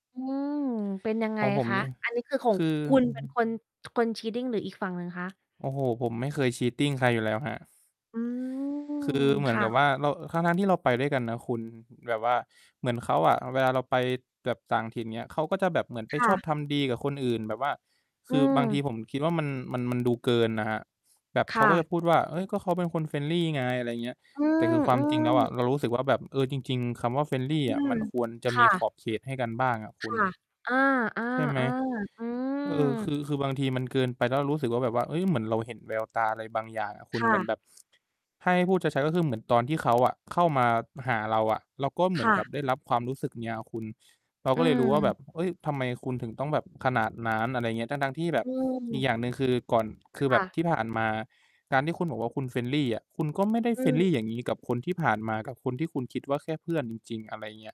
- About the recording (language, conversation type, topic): Thai, unstructured, คุณคิดว่าการให้อภัยช่วยคลี่คลายความขัดแย้งได้จริงไหม?
- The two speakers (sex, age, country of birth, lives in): female, 35-39, Thailand, United States; male, 20-24, Thailand, Thailand
- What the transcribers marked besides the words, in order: distorted speech; other background noise; in English: "cheating"; tapping; in English: "cheating"; static; in English: "friendly"; in English: "friendly"; in English: "friendly"; in English: "friendly"